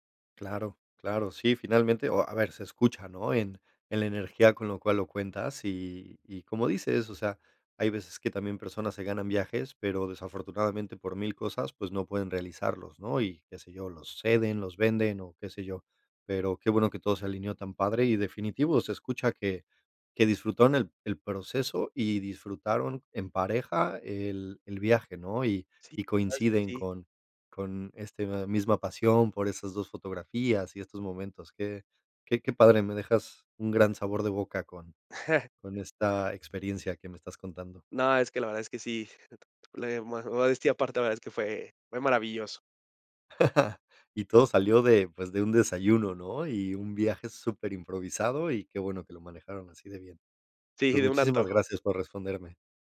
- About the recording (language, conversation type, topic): Spanish, podcast, ¿Me puedes contar sobre un viaje improvisado e inolvidable?
- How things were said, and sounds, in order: chuckle; chuckle; chuckle